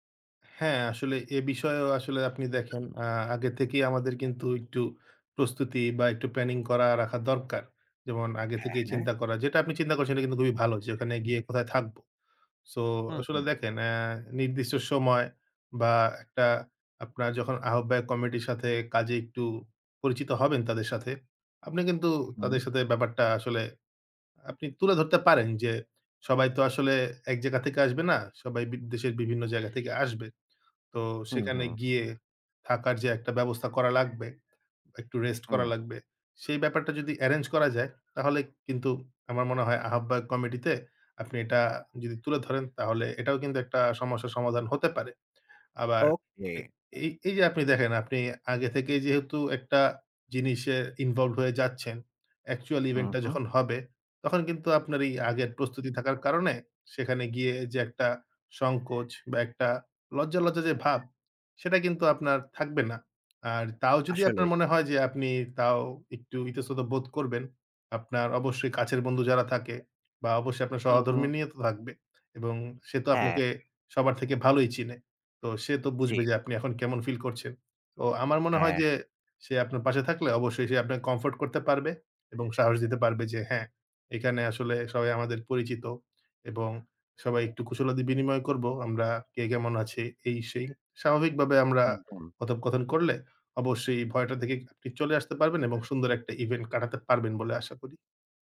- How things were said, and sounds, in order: none
- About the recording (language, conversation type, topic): Bengali, advice, সামাজিক উদ্বেগের কারণে গ্রুপ ইভেন্টে যোগ দিতে আপনার ভয় লাগে কেন?